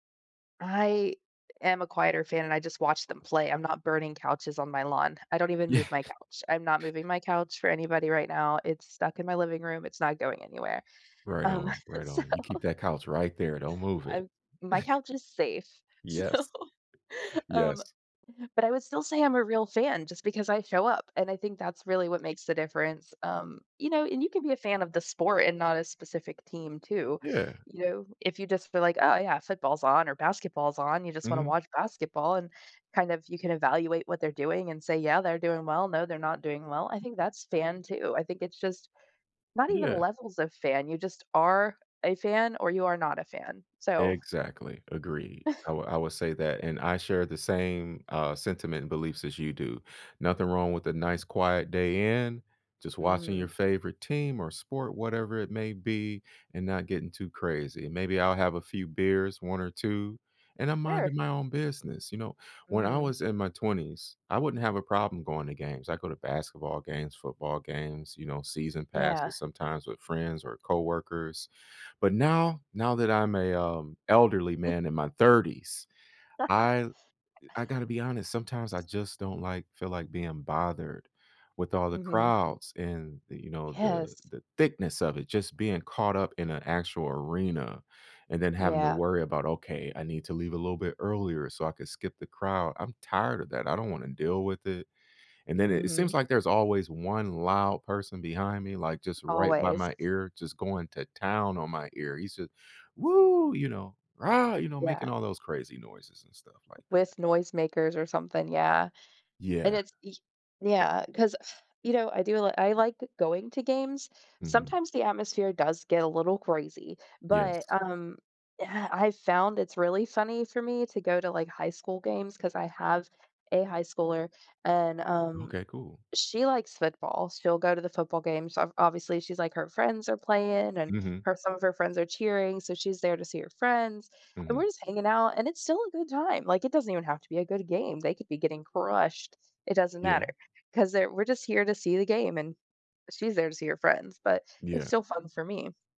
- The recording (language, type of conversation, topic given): English, unstructured, Which small game-day habits should I look for to spot real fans?
- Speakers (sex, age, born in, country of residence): female, 35-39, Germany, United States; male, 40-44, United States, United States
- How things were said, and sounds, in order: tapping; laughing while speaking: "Yeah"; chuckle; laughing while speaking: "so"; laughing while speaking: "so"; chuckle; inhale; chuckle; laugh; sigh; stressed: "crushed"